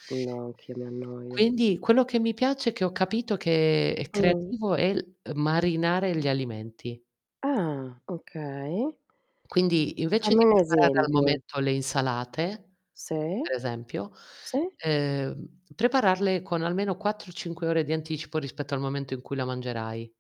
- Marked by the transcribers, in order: tapping; distorted speech; other background noise
- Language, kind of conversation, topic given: Italian, unstructured, Qual è l’attività creativa che ti dà più soddisfazione?